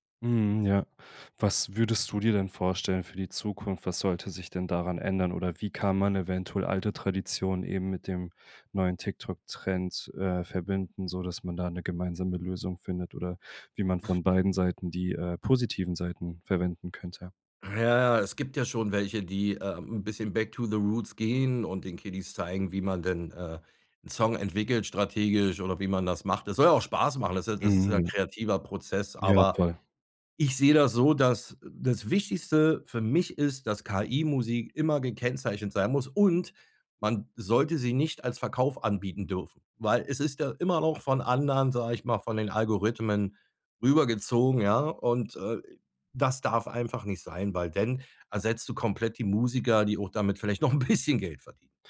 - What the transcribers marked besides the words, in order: other noise; in English: "back to the roots"; stressed: "und"; stressed: "'n bisschen"
- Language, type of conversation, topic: German, podcast, Wie verändert TikTok die Musik- und Popkultur aktuell?